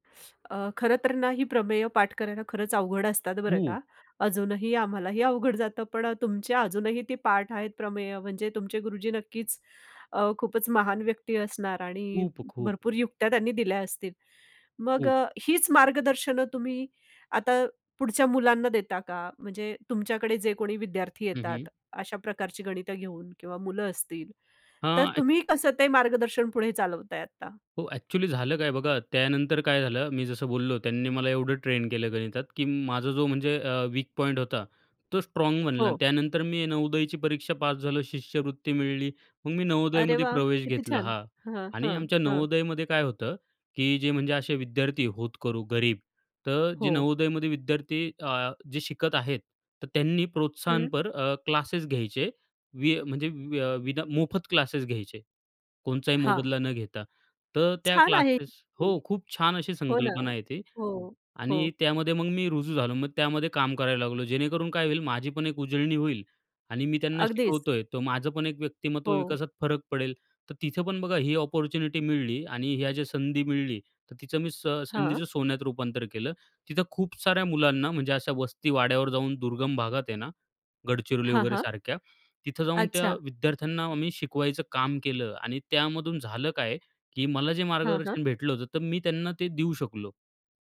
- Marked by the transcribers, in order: other background noise; in English: "एक्चुअली"; in English: "ट्रेन"; in English: "वीक पॉईंट"; in English: "अपॉर्च्युनिटी"
- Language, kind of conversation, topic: Marathi, podcast, तुमच्या शिक्षणप्रवासात तुम्हाला सर्वाधिक घडवण्यात सर्वात मोठा वाटा कोणत्या मार्गदर्शकांचा होता?